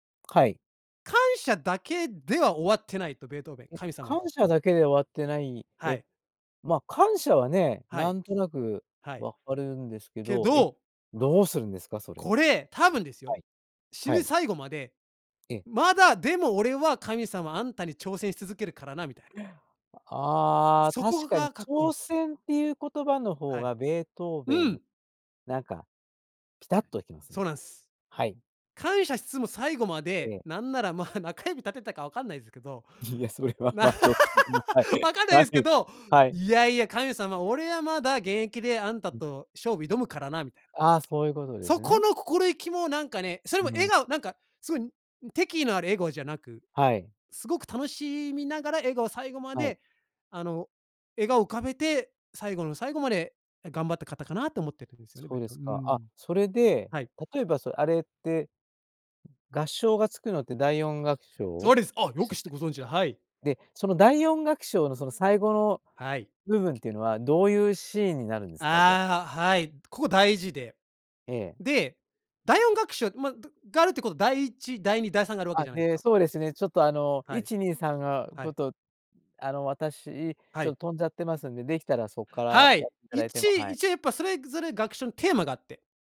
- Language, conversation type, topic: Japanese, podcast, 自分の人生を映画にするとしたら、主題歌は何ですか？
- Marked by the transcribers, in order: inhale; laughing while speaking: "いや、それは、ま、ちょっと、ま、はい。はい"; laugh; tapping